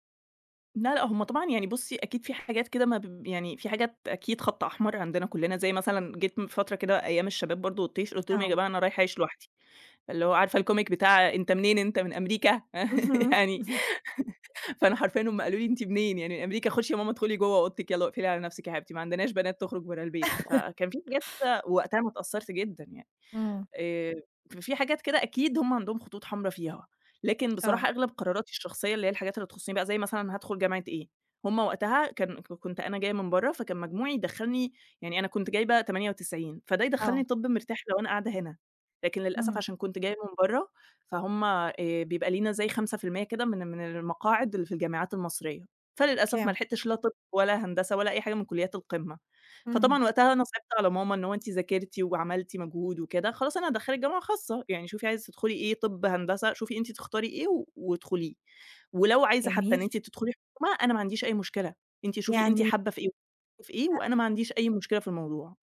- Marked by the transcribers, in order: other background noise; tapping; in English: "الComic"; laugh; chuckle
- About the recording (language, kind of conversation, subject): Arabic, podcast, قد إيه بتأثر بآراء أهلك في قراراتك؟